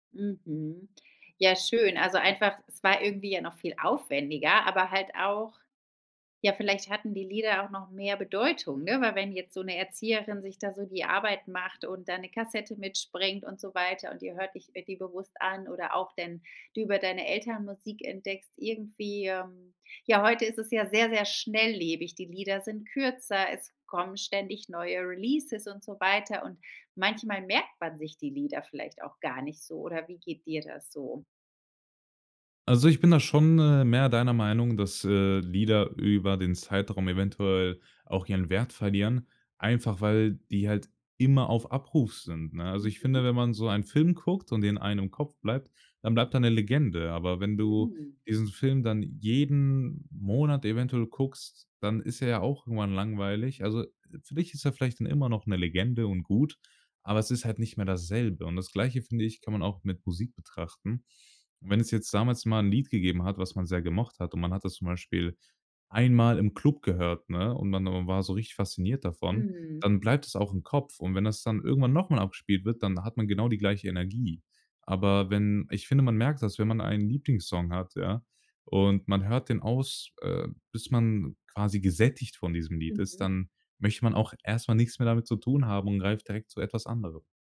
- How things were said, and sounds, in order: "mitbringt" said as "mitspringt"; in English: "Releases"; stressed: "immer"
- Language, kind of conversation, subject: German, podcast, Wie haben soziale Medien die Art verändert, wie du neue Musik entdeckst?